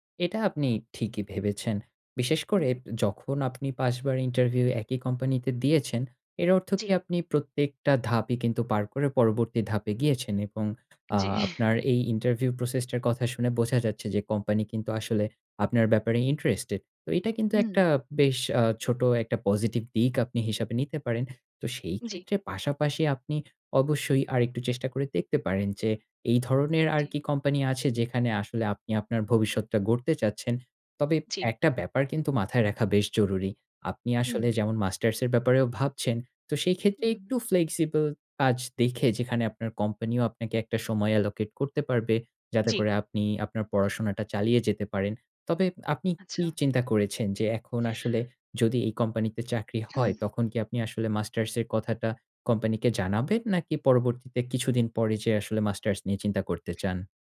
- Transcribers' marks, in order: chuckle; in English: "allocate"
- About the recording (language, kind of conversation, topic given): Bengali, advice, একই সময়ে অনেক লক্ষ্য থাকলে কোনটিকে আগে অগ্রাধিকার দেব তা কীভাবে বুঝব?